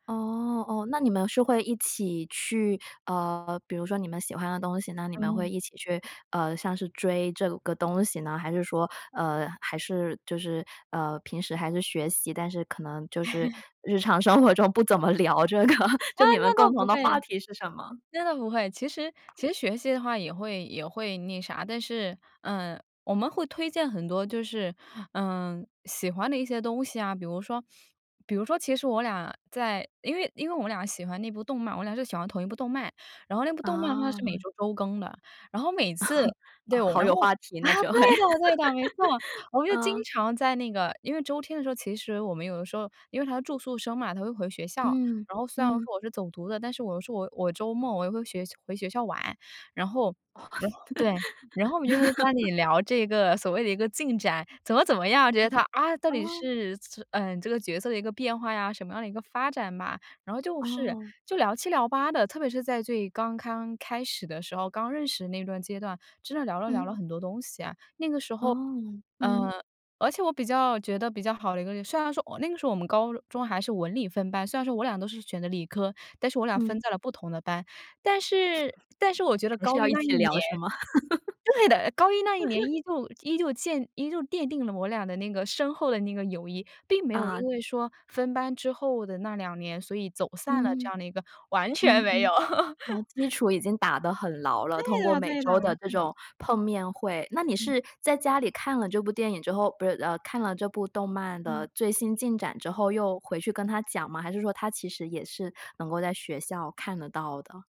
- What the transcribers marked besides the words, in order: chuckle; laughing while speaking: "个"; chuckle; other background noise; chuckle; laughing while speaking: "会"; laugh; laugh; "刚刚" said as "刚康"; laugh; chuckle; joyful: "完全没有"; laugh
- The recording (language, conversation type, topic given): Chinese, podcast, 你有没有一段友情，随着岁月流逝而越发珍贵？